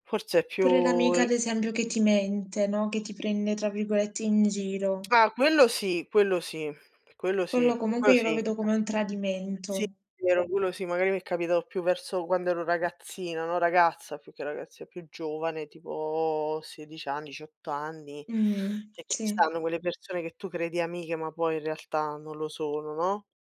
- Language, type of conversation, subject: Italian, unstructured, Cosa pensi del perdono nelle relazioni umane?
- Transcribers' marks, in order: "cioè" said as "ceh"